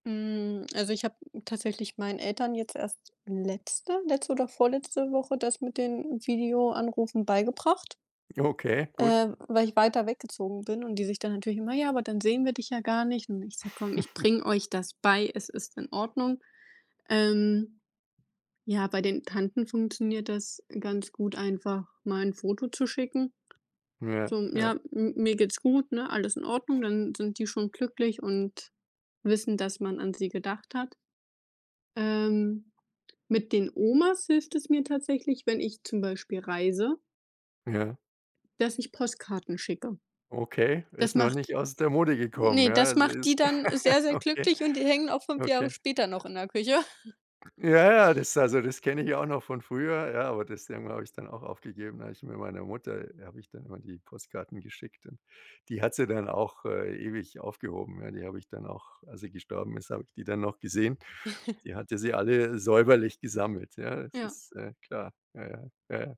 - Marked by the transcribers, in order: drawn out: "Hm"; chuckle; other background noise; laugh; chuckle; chuckle
- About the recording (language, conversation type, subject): German, unstructured, Wie wichtig sind Familie und Freunde in deinem Leben?